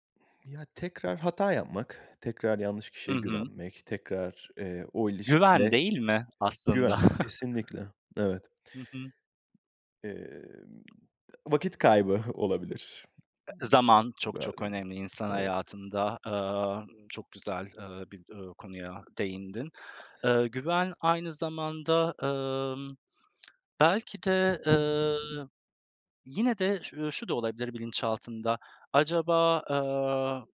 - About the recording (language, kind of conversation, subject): Turkish, unstructured, Sizce herkes ikinci bir şansı hak ediyor mu?
- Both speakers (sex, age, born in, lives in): male, 30-34, Turkey, Portugal; male, 35-39, Turkey, Poland
- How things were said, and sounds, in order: exhale; chuckle; other background noise; tapping